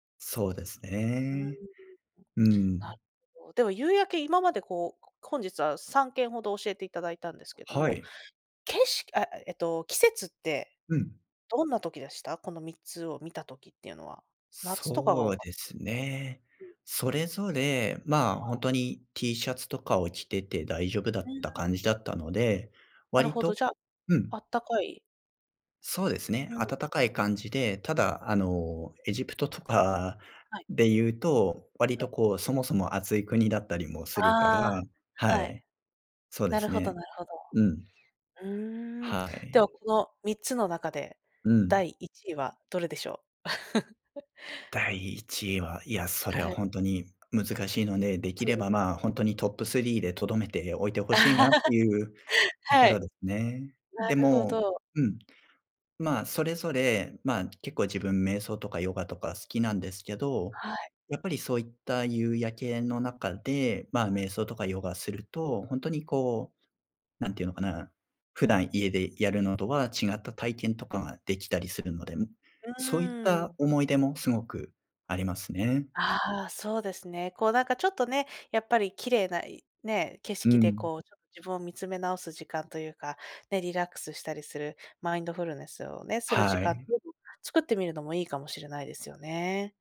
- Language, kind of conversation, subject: Japanese, podcast, 忘れられない夕焼けや朝焼けを見た場所はどこですか？
- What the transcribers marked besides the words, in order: unintelligible speech; laugh; laugh; unintelligible speech